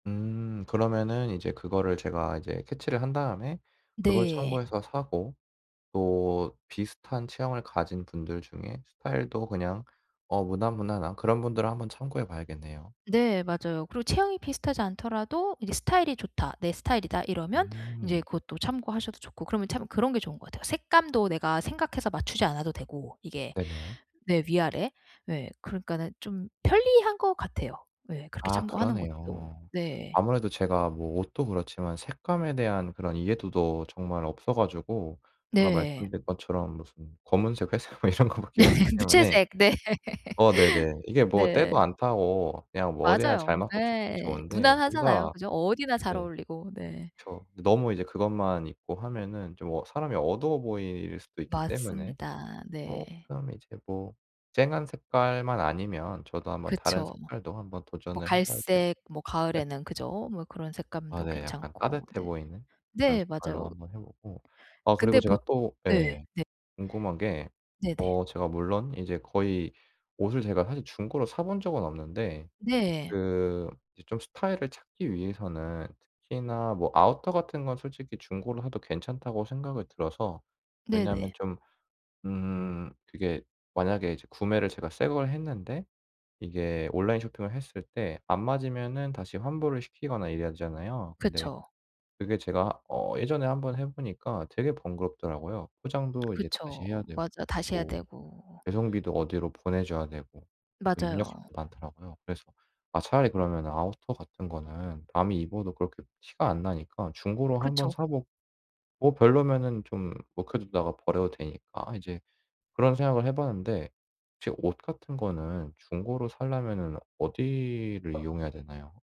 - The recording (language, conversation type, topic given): Korean, advice, 한정된 예산으로 세련된 옷을 고르는 방법
- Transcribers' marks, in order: in English: "캐치를"; laughing while speaking: "회색 뭐 이런 것 밖에"; laugh; laughing while speaking: "네"; laugh; laugh